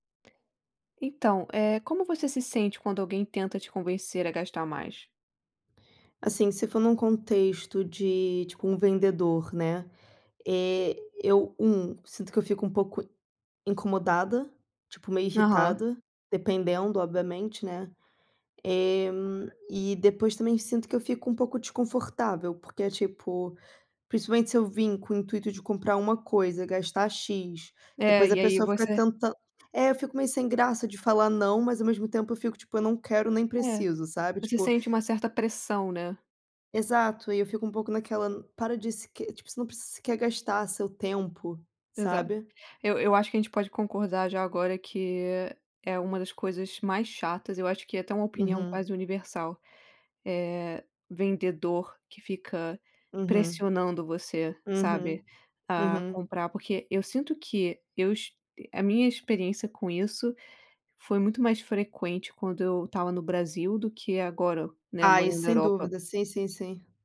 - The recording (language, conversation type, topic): Portuguese, unstructured, Como você se sente quando alguém tenta te convencer a gastar mais?
- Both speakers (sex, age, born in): female, 25-29, Brazil; female, 30-34, Brazil
- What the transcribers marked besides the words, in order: none